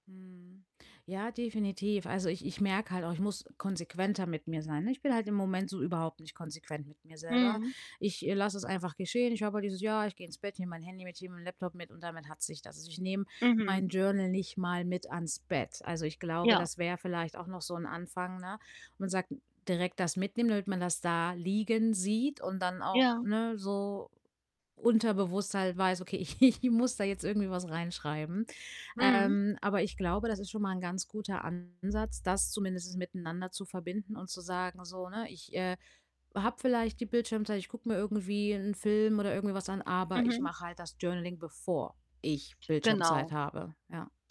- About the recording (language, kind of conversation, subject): German, advice, Warum fällt es dir abends schwer, digitale Geräte auszuschalten, und wie beeinträchtigt das deinen Schlaf?
- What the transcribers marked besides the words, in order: static; other background noise; distorted speech; tapping; laughing while speaking: "ich ich"; "zumindest" said as "zumindestens"; stressed: "bevor"